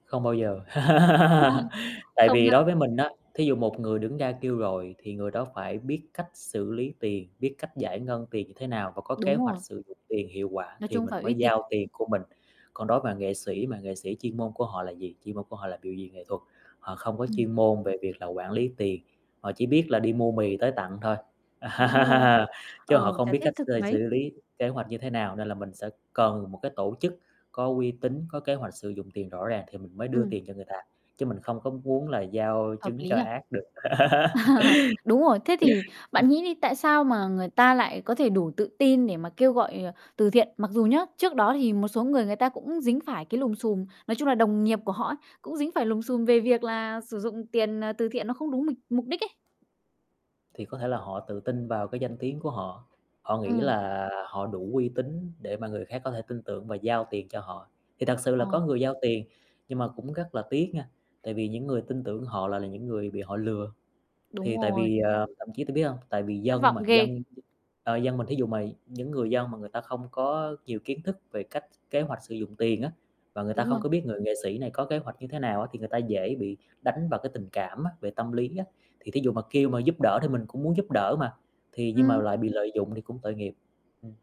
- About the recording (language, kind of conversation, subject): Vietnamese, podcast, Bạn có thể kể về cách tổ chức công tác hỗ trợ cứu trợ trong đợt thiên tai gần đây như thế nào?
- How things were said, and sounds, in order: static; laugh; chuckle; other background noise; "gọi" said as "gòi"; tapping; distorted speech; laugh; laughing while speaking: "Ờ"; laugh; other noise